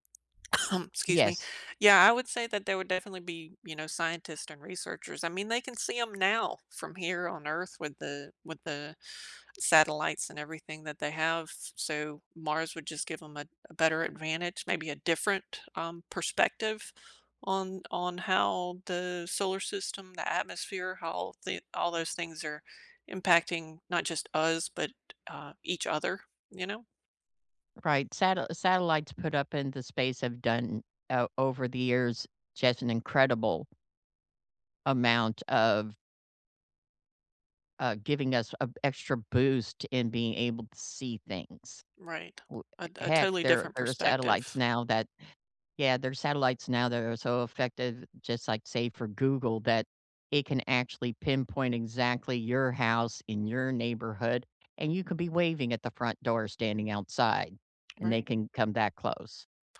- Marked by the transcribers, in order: cough; other background noise
- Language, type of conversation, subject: English, unstructured, How do you think space exploration will shape our future?